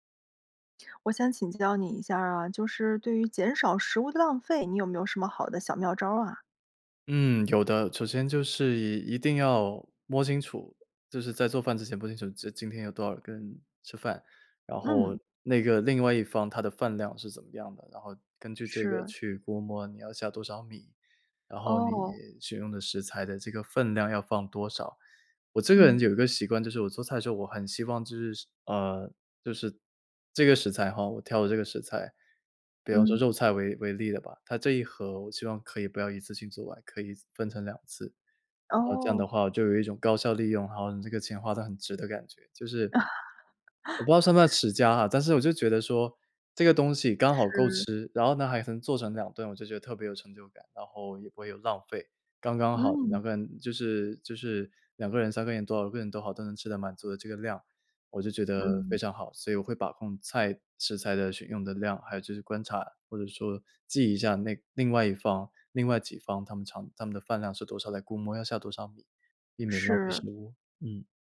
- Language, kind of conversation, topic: Chinese, podcast, 你觉得减少食物浪费该怎么做？
- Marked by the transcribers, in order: laugh